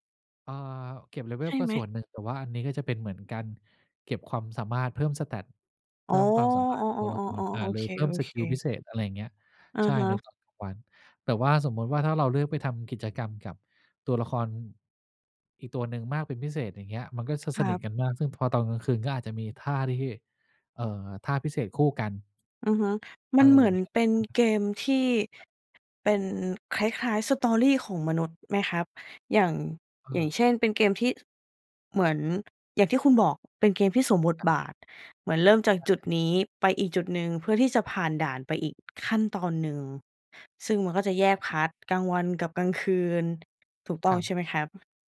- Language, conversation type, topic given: Thai, podcast, การพักผ่อนแบบไหนช่วยให้คุณกลับมามีพลังอีกครั้ง?
- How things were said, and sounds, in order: tapping; other background noise